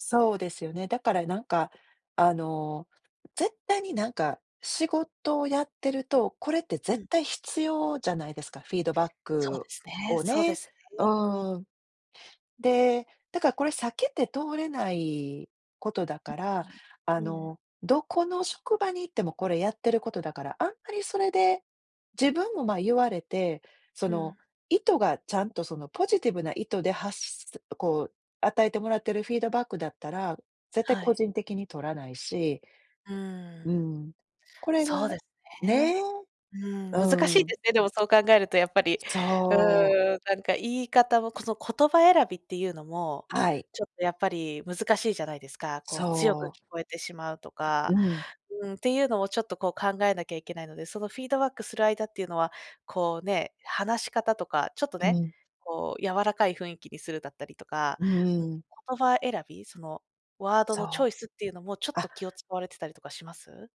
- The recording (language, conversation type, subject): Japanese, podcast, フィードバックはどのように伝えるのがよいですか？
- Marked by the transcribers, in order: none